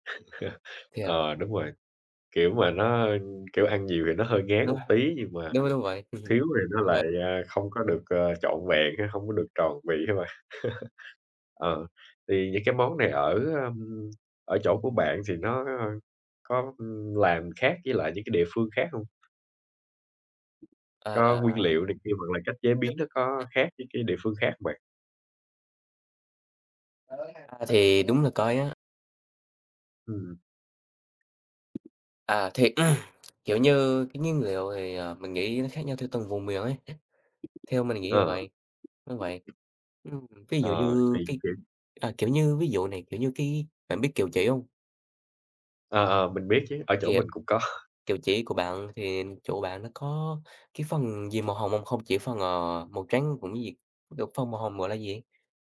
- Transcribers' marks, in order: chuckle; tapping; other background noise; chuckle; unintelligible speech; throat clearing; laughing while speaking: "có"
- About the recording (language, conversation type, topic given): Vietnamese, unstructured, Món ăn nào khiến bạn nhớ về tuổi thơ nhất?